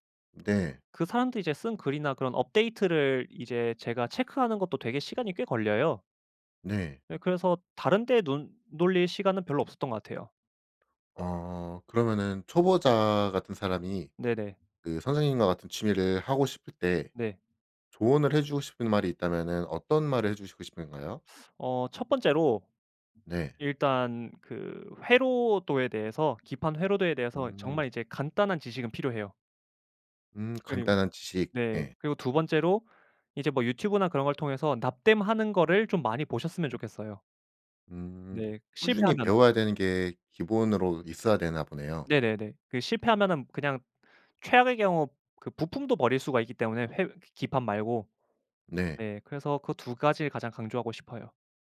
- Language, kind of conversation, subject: Korean, podcast, 취미를 오래 유지하는 비결이 있다면 뭐예요?
- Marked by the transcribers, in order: other background noise